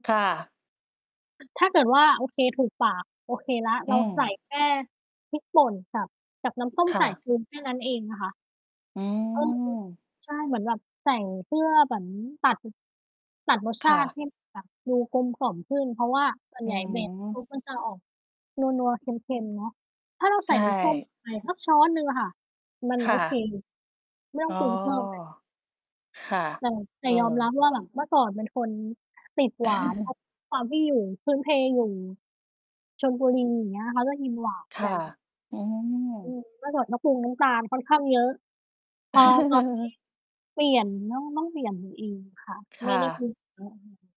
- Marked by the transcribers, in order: other background noise; distorted speech; other noise; chuckle; chuckle
- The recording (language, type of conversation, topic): Thai, unstructured, คุณมีเคล็ดลับอะไรในการทำอาหารให้อร่อยขึ้นบ้างไหม?